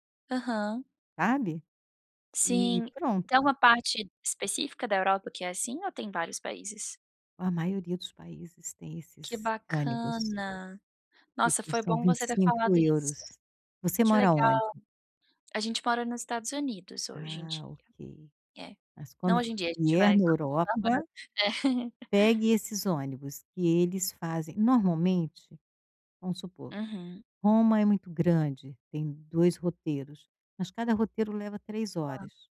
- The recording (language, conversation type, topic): Portuguese, advice, Como posso economizar nas férias sem sacrificar experiências inesquecíveis?
- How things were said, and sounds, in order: chuckle